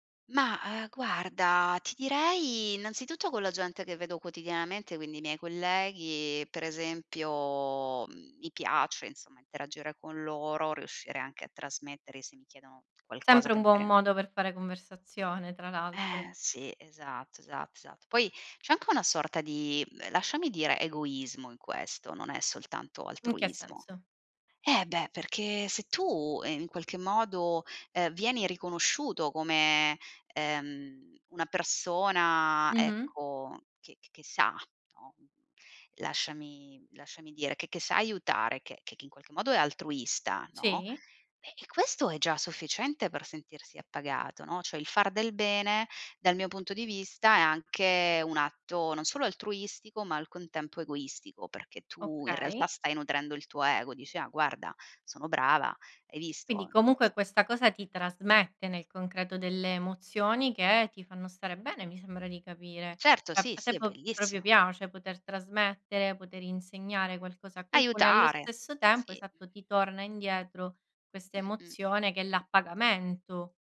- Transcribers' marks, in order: "Cioè" said as "ceh"; "proprio" said as "propio"
- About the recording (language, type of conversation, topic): Italian, podcast, Come impari meglio: ascoltando, leggendo o facendo?